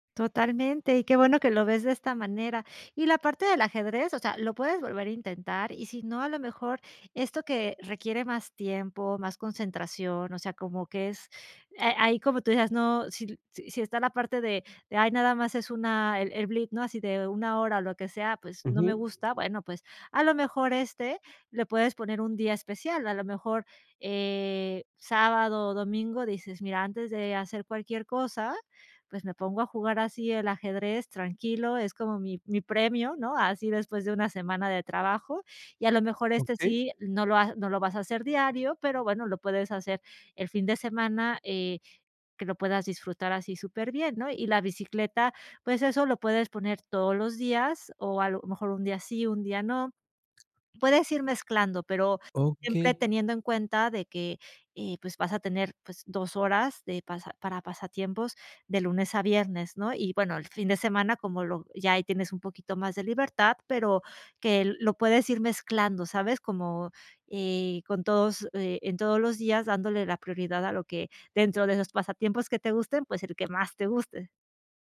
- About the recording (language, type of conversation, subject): Spanish, advice, ¿Cómo puedo equilibrar mis pasatiempos y responsabilidades diarias?
- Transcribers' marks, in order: none